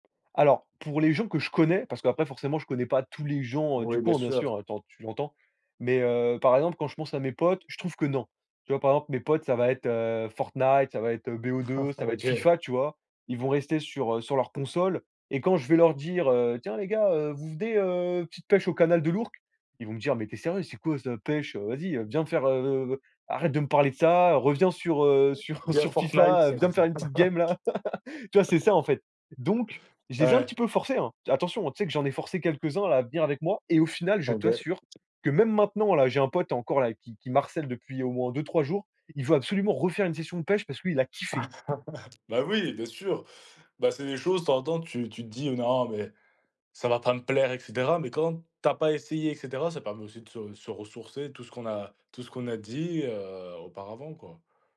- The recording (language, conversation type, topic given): French, podcast, Comment la nature t’aide-t-elle à te ressourcer ?
- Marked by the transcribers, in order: chuckle; other noise; laughing while speaking: "sur FIFA"; in English: "game"; chuckle; laugh; other background noise; stressed: "kiffé"; chuckle